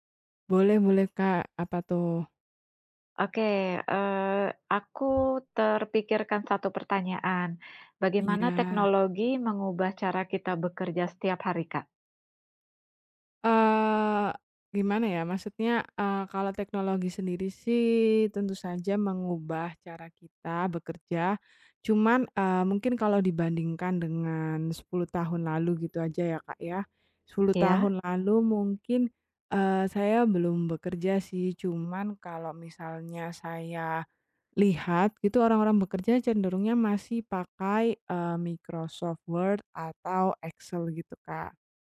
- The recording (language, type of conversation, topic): Indonesian, unstructured, Bagaimana teknologi mengubah cara kita bekerja setiap hari?
- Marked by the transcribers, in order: other background noise